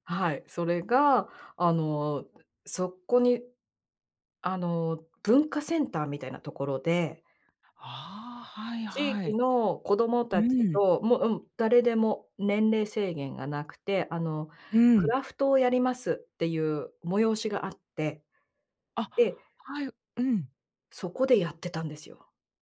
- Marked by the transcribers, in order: none
- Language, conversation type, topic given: Japanese, podcast, あなたの一番好きな創作系の趣味は何ですか？